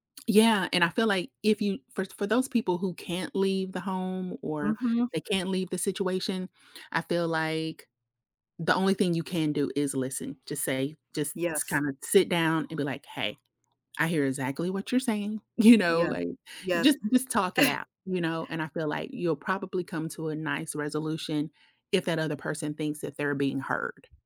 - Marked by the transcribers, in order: other background noise; laughing while speaking: "you"; laugh; other noise
- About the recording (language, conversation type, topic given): English, unstructured, How do you handle your emotions when a disagreement gets intense?